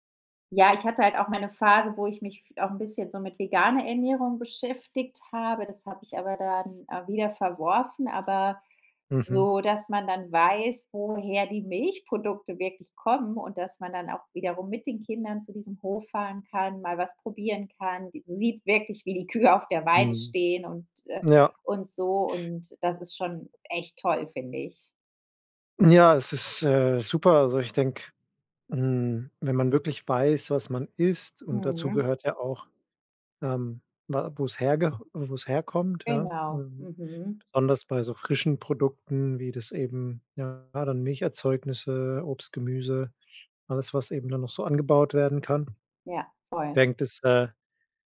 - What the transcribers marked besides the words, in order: laughing while speaking: "die Kühe"; other background noise
- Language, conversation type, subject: German, podcast, Wie planst du deine Ernährung im Alltag?
- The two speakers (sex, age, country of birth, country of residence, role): female, 35-39, Germany, Spain, guest; male, 30-34, Germany, Germany, host